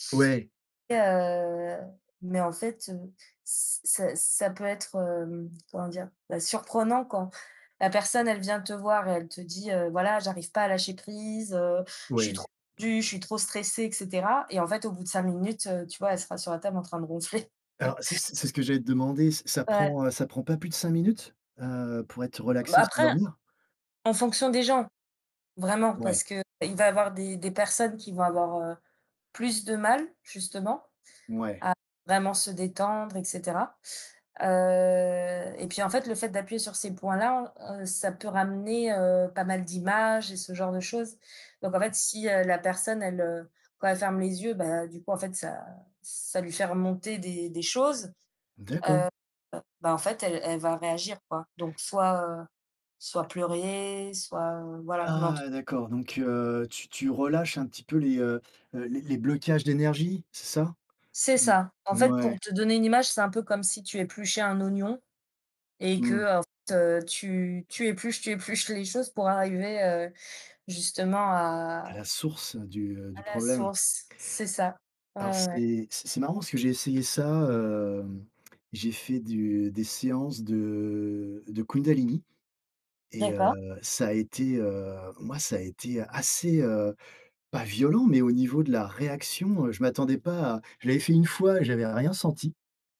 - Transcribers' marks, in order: tapping; laughing while speaking: "ronfler"; chuckle
- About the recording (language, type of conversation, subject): French, unstructured, Quelle est la chose la plus surprenante dans ton travail ?